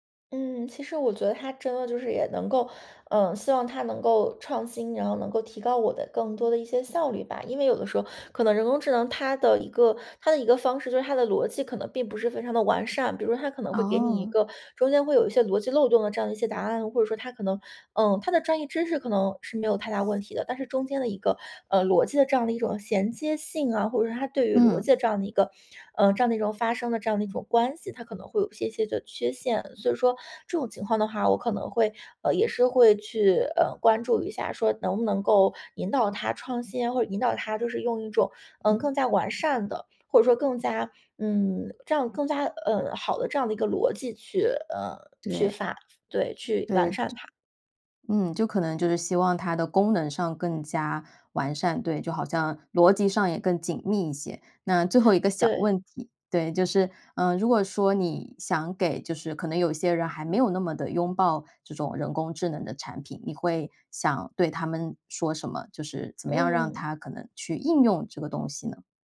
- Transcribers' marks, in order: other background noise; other noise; inhale
- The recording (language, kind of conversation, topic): Chinese, podcast, 你如何看待人工智能在日常生活中的应用？